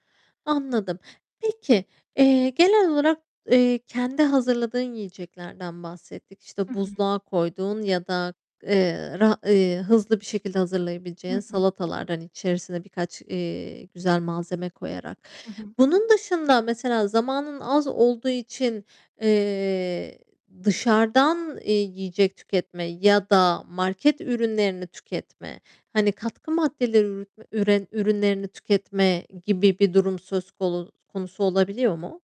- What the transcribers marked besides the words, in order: tapping
- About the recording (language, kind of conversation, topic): Turkish, podcast, Zamanın az olduğunda hızlı ama doyurucu hangi yemekleri önerirsin?